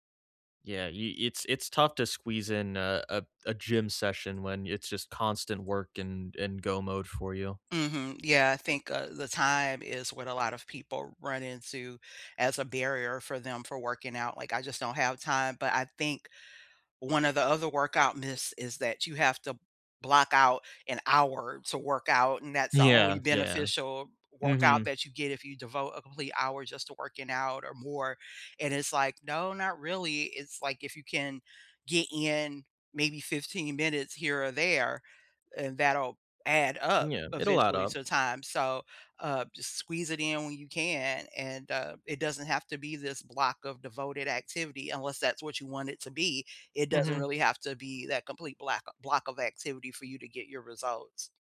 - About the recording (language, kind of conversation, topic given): English, unstructured, How can I start exercising when I know it's good for me?
- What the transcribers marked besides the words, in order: none